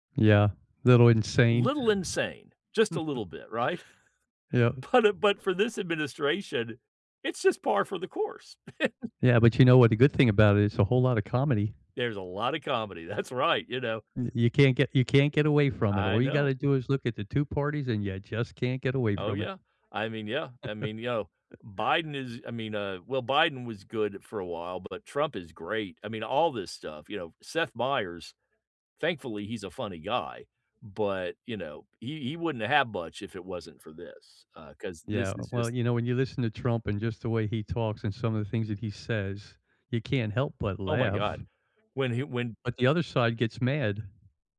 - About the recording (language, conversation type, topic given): English, unstructured, What was the last thing that made you laugh out loud, and what’s the story behind it?
- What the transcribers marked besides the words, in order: chuckle; chuckle; laughing while speaking: "that's right"; chuckle